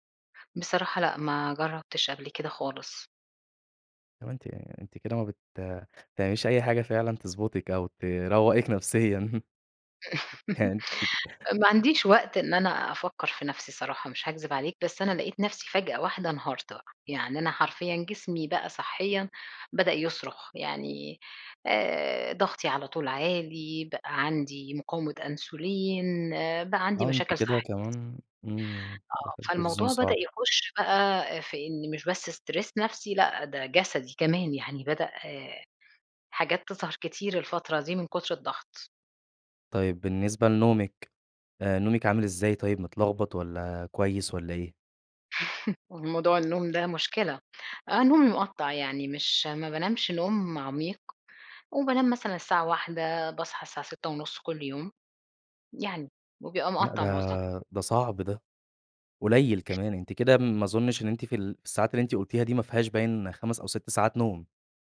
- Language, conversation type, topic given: Arabic, advice, إزاي بتوصف إحساسك بالإرهاق والاحتراق الوظيفي بسبب ساعات الشغل الطويلة وضغط المهام؟
- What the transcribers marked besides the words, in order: laughing while speaking: "نفسيًا"; laugh; laughing while speaking: "يعني أنتِ"; tapping; in English: "zone"; in English: "stress"; chuckle; unintelligible speech